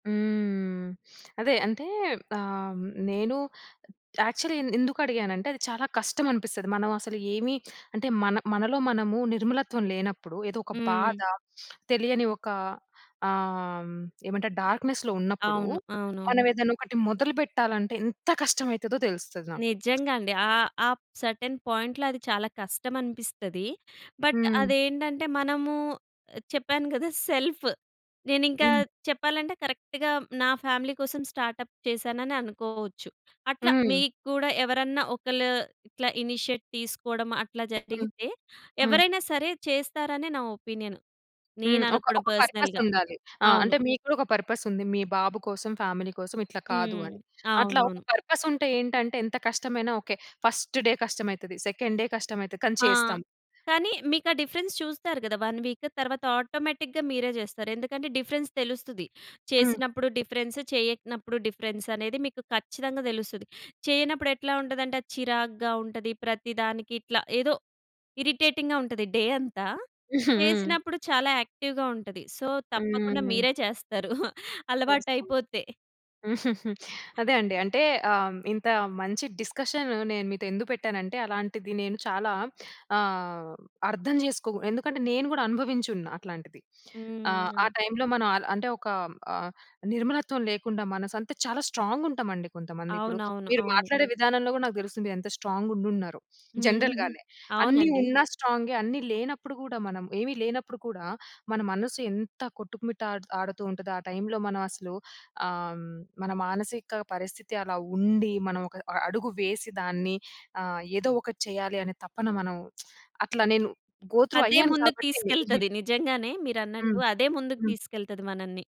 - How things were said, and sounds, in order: in English: "యాక్చువల్లి"; in English: "డార్క్‌నెస్‌లో"; tapping; in English: "సెర్టైన్ పాయింట్‌లో"; in English: "బట్"; in English: "సెల్ఫ్"; in English: "కరెక్ట్‌గా"; in English: "ఫ్యామిలీ"; in English: "స్టార్టప్"; in English: "ఇనిషియేట్"; in English: "ఒపీనియన్"; in English: "పర్పస్"; in English: "పర్సనల్‌గా"; in English: "పర్పస్"; in English: "ఫ్యామిలీ"; in English: "పర్పస్"; in English: "ఫస్ట్ డే"; in English: "సెకండ్ డే"; in English: "డిఫరెన్స్"; in English: "వన్ వీక్"; in English: "ఆటోమేటిక్‌గా"; in English: "డిఫరెన్స్"; in English: "డిఫరెన్స్"; in English: "డిఫరెన్స్"; in English: "ఇరిటేటింగ్‌గా"; chuckle; in English: "డే"; in English: "యాక్టివ్‌గా"; in English: "సో"; chuckle; in English: "డిస్కషన్"; lip smack; in English: "స్ట్రాంగ్"; in English: "స్ట్రాంగ్"; giggle; "కొట్టుమిట్టాడుతూ" said as "కొట్టుమిట్ట ఆడ్ ఆడుతూ"; lip smack; in English: "గో త్రూ"; chuckle
- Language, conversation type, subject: Telugu, podcast, మీరు ఉదయం లేచిన వెంటనే ధ్యానం లేదా ప్రార్థన చేస్తారా, ఎందుకు?